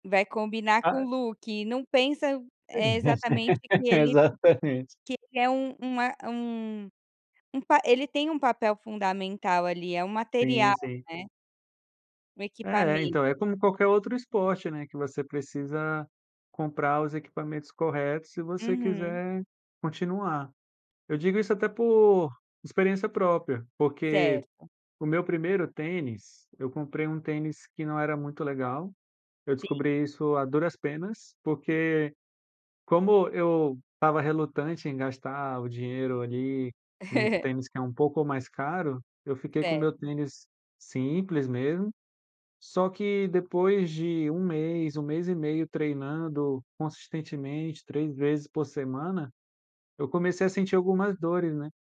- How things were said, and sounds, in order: in English: "look"; laugh; chuckle
- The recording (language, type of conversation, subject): Portuguese, podcast, Qual hobby te ajuda a desestressar nos fins de semana?